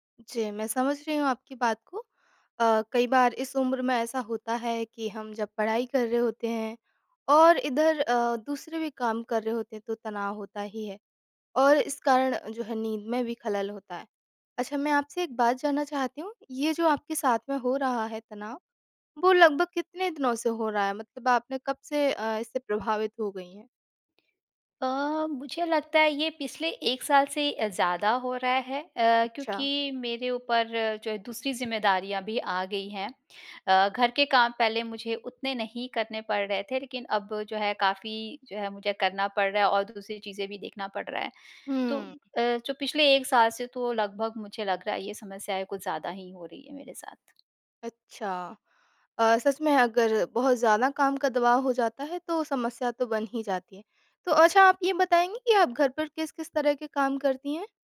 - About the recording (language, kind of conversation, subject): Hindi, advice, काम के तनाव के कारण मुझे रातभर चिंता रहती है और नींद नहीं आती, क्या करूँ?
- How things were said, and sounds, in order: tapping